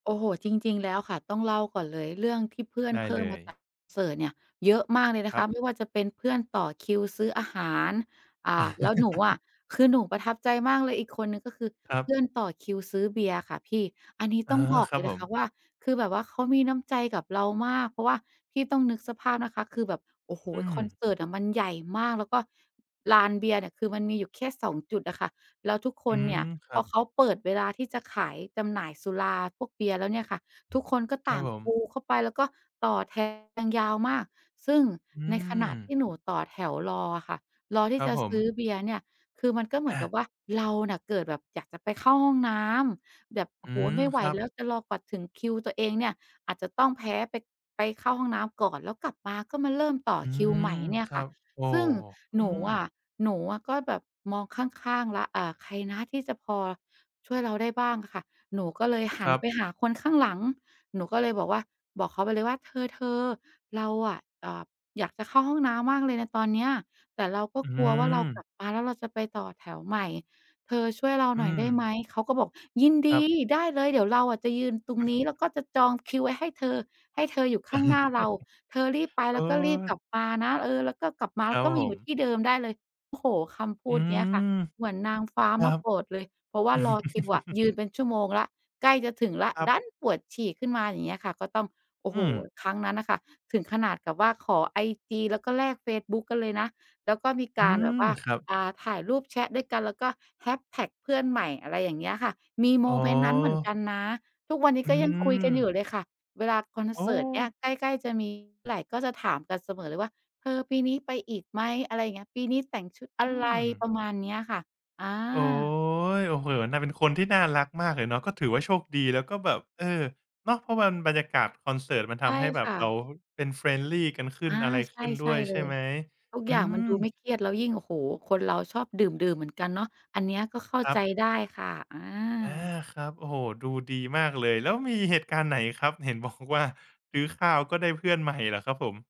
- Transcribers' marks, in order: chuckle; other background noise; tapping; chuckle; chuckle; chuckle; stressed: "ดัน"; other noise; in English: "Friendly"
- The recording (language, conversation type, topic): Thai, podcast, คุณเคยไปดูคอนเสิร์ตแล้วได้เพื่อนใหม่ไหม เล่าให้ฟังหน่อยได้ไหม?